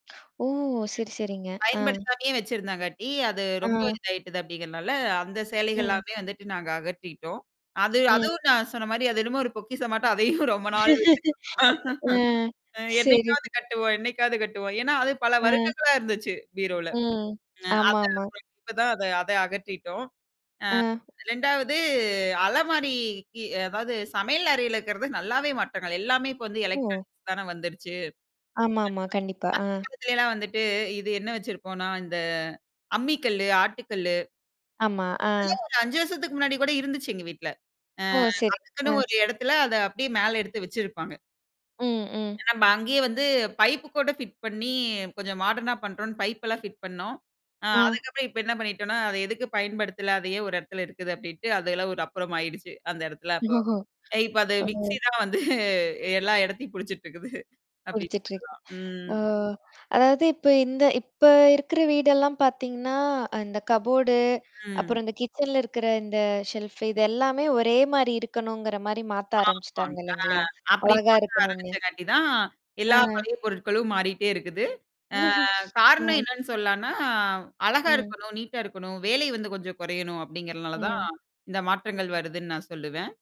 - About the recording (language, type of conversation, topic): Tamil, podcast, கடந்த சில ஆண்டுகளில் உங்கள் அலமாரி எப்படி மாறியிருக்கிறது?
- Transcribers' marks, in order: tapping; other noise; laugh; other background noise; laughing while speaking: "அதையும் ரொம்ப நாள் வச்சிக்கிட்ருந்தோம்"; distorted speech; lip smack; breath; unintelligible speech; drawn out: "ரெண்டாவது"; in English: "எலெக்ட்ரானிக்ஸ்"; unintelligible speech; in English: "ஃபிட்"; in English: "ஃபிட்"; laughing while speaking: "வந்து எல்லா இடத்தையும் புடிச்சுக்கிட்டு இருக்குது. அப்படின்னு சொல்லலாம். ம்"; static; laugh